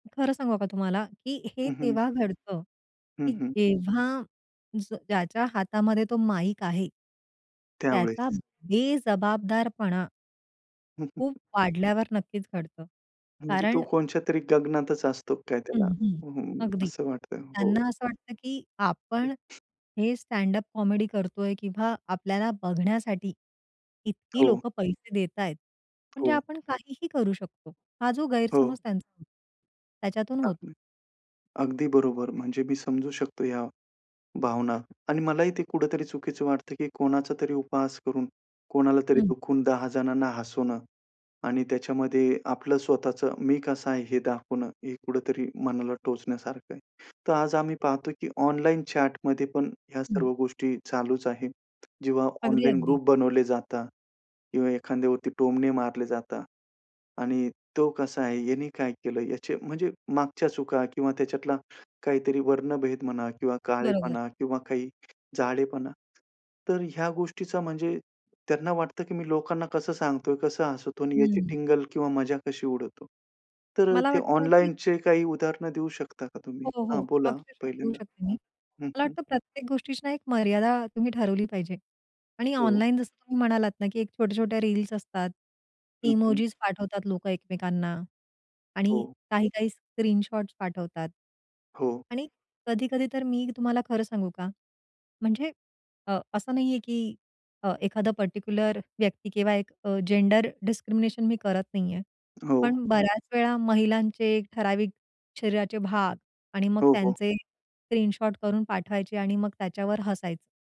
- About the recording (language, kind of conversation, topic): Marathi, podcast, हास्य किंवा विनोद संभाषणात कधी गैरसमज निर्माण करतात का?
- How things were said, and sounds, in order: tapping; other background noise; in English: "स्टॅड अप कॉमेडी"; in English: "चॅटमध्ये"; in English: "ग्रुप"; in English: "पर्टिक्युलर"; in English: "डिस्क्रिमिनेशन"